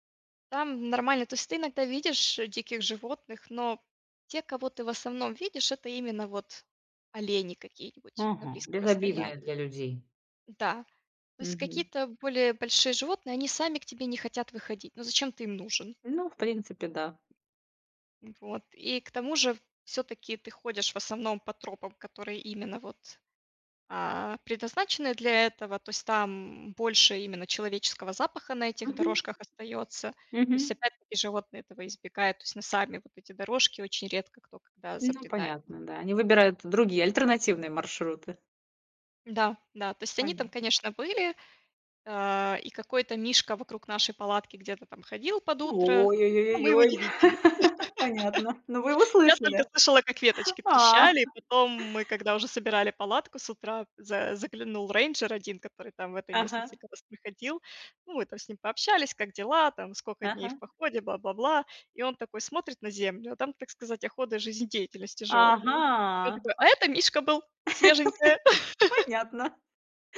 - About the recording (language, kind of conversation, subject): Russian, podcast, Какой поход на природу был твоим любимым и почему?
- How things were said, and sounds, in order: tapping; laugh; laughing while speaking: "Понятно. Ну, вы его слышали, да? А!"; "сколько" said as "скока"; "отходы" said as "оходы"; laugh